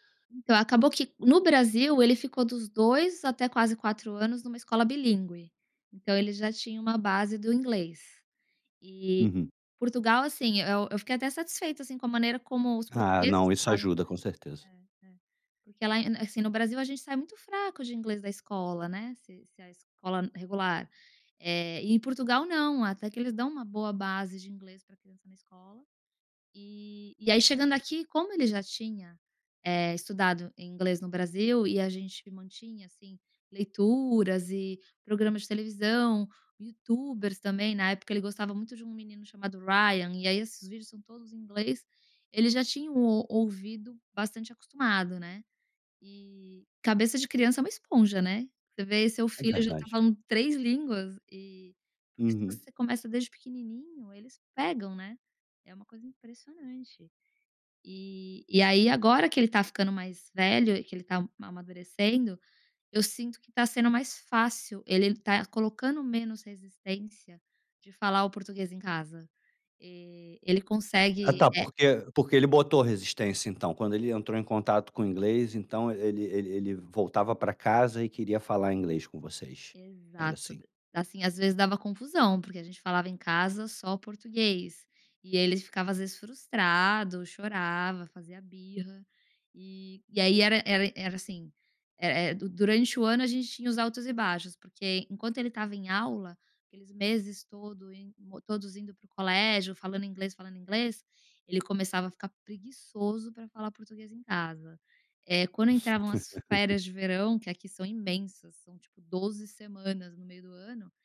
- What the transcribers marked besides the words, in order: laugh
- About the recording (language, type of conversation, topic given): Portuguese, podcast, Como escolher qual língua falar em família?